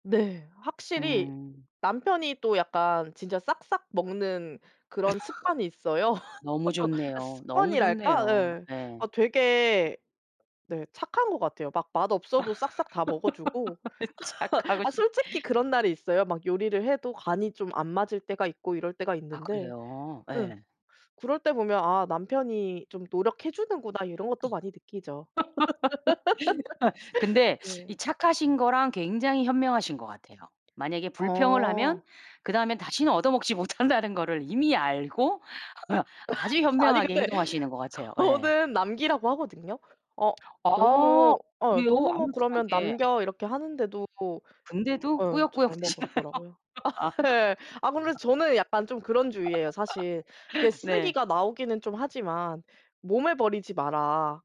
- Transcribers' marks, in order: tapping; laugh; laugh; laugh; laughing while speaking: "예"; laugh; laughing while speaking: "못한다는"; laugh; laughing while speaking: "아니 근데 저는"; laughing while speaking: "아 예"; laughing while speaking: "드시나요?"; other background noise; laugh
- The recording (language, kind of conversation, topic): Korean, podcast, 음식물 쓰레기를 줄이려면 무엇이 필요할까요?